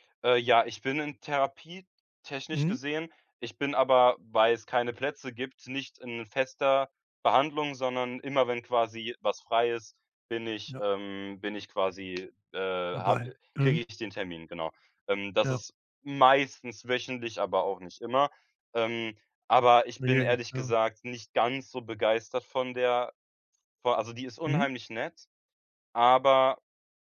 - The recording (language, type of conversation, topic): German, advice, Wie kann ich mit Angst oder Panik in sozialen Situationen umgehen?
- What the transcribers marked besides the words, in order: unintelligible speech